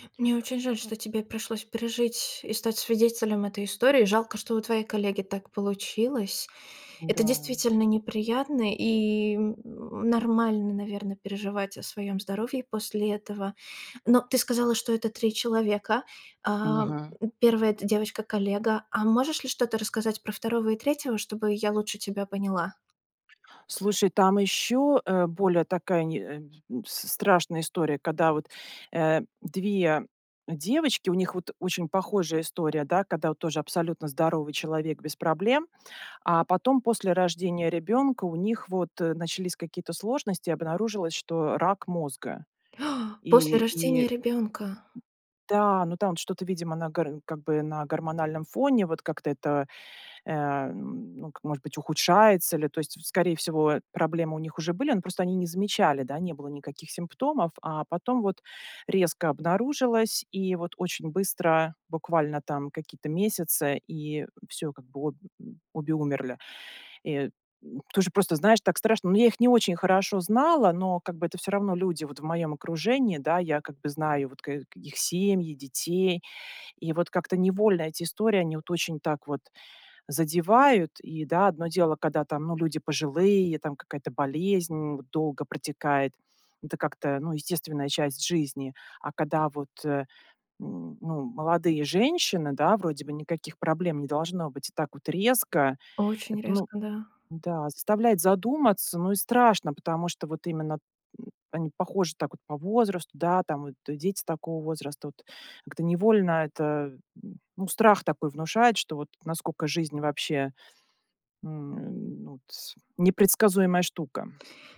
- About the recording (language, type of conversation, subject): Russian, advice, Как вы справляетесь с навязчивыми переживаниями о своём здоровье, когда реальной угрозы нет?
- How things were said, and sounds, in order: other background noise; tapping; background speech; gasp; afraid: "! После рождения ребенка"; grunt